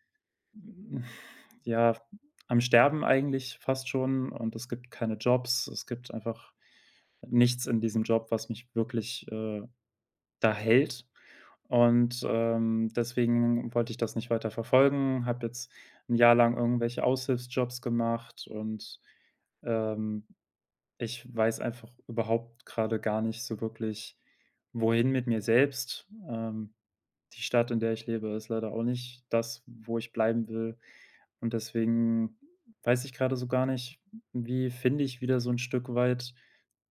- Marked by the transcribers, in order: sigh
- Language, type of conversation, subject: German, advice, Berufung und Sinn im Leben finden
- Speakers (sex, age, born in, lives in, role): male, 25-29, Germany, Germany, user; male, 30-34, Germany, Germany, advisor